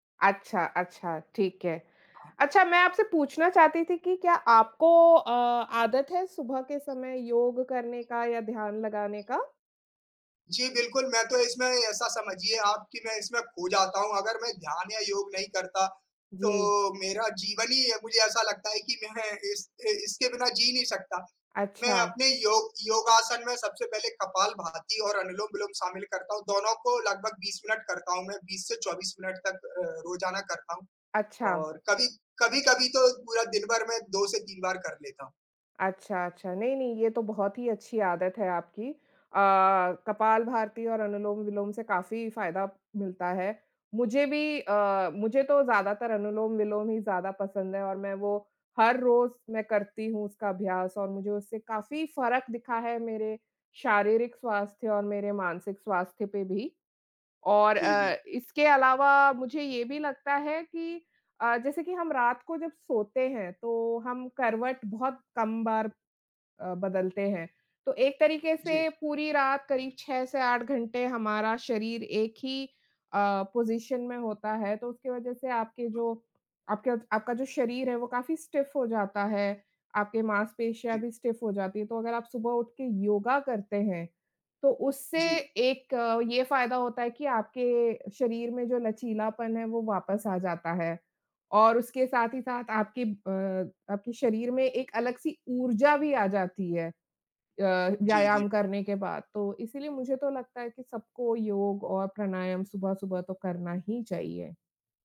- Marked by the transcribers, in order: other background noise; "कपालभाति" said as "कपालभारती"; tapping; in English: "पोज़ीशन"; in English: "स्टिफ"; in English: "स्टिफ"
- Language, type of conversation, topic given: Hindi, unstructured, आप अपने दिन की शुरुआत कैसे करते हैं?